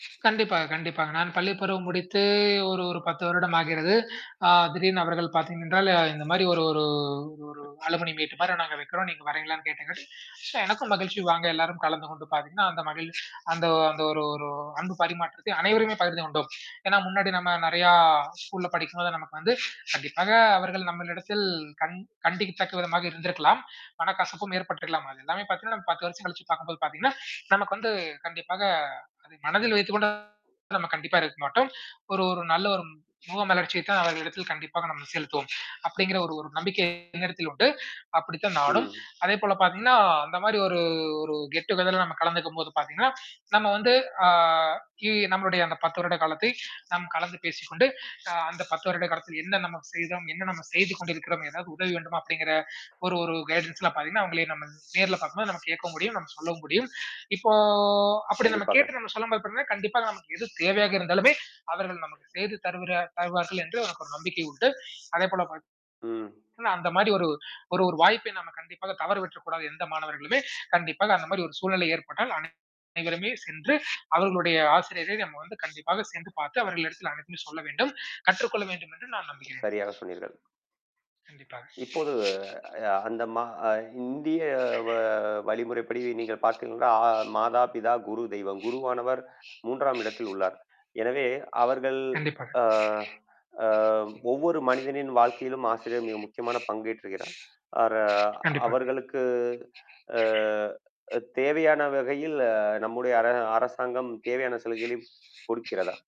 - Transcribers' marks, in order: other background noise; drawn out: "முடித்து"; tapping; in English: "அலுமனி மீட்"; other noise; static; mechanical hum; distorted speech; in English: "கெட்டூகெதர்ல"; in English: "கைடன்ஸ்லாம்"; drawn out: "இப்போ"
- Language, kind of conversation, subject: Tamil, podcast, உங்கள் வாழ்க்கையில் உங்களை ஆழமாகப் பாதித்த ஒரு ஆசிரியரைப் பற்றிய ஒரு கதையைச் சொல்ல முடியுமா?